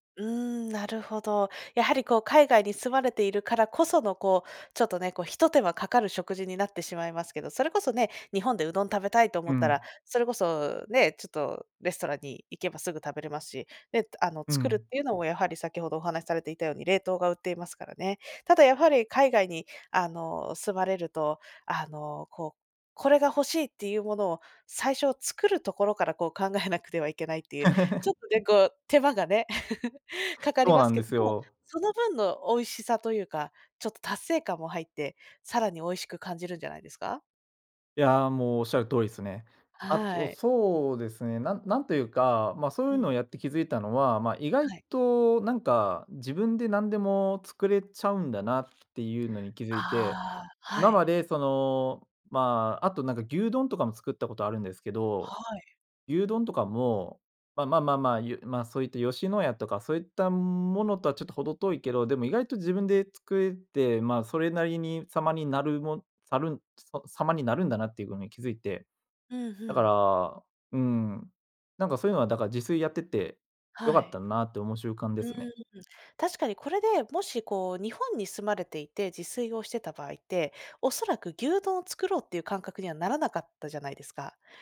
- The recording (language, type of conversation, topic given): Japanese, podcast, 普段、食事の献立はどのように決めていますか？
- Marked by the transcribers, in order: chuckle; other background noise; chuckle; other noise